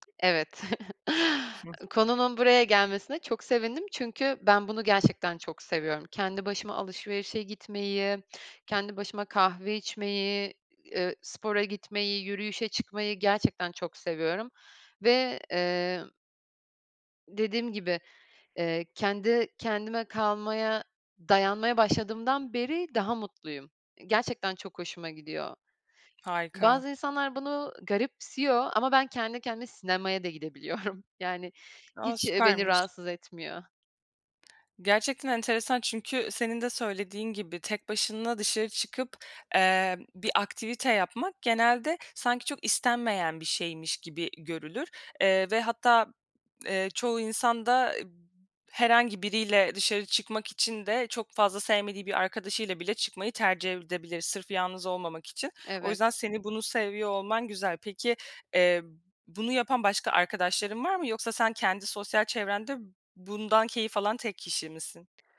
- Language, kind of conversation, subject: Turkish, podcast, Yalnızlık hissettiğinde bununla nasıl başa çıkarsın?
- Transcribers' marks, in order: tapping; chuckle; other noise; other background noise; laughing while speaking: "gidebiliyorum"